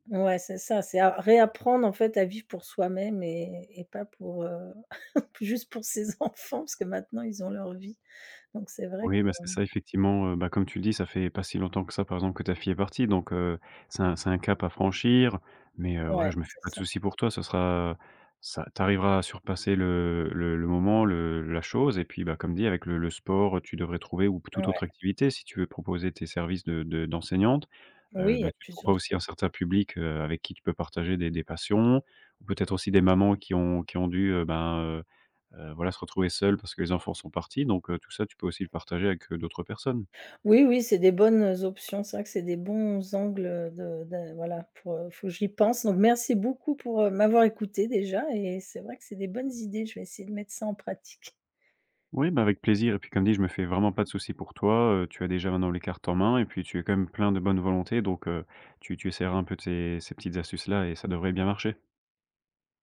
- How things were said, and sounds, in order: chuckle; laughing while speaking: "enfants"; tapping; other background noise
- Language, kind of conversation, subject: French, advice, Comment expliquer ce sentiment de vide malgré votre succès professionnel ?